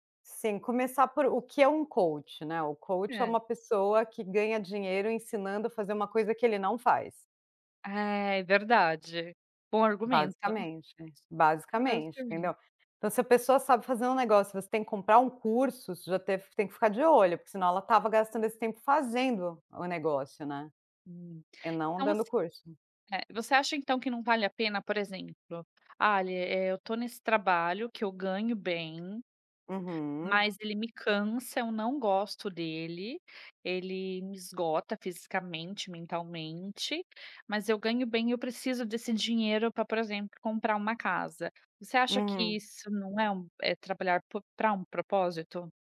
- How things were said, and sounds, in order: in English: "coach"; in English: "coach"; chuckle; other background noise; tapping
- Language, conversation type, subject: Portuguese, podcast, Como você concilia trabalho e propósito?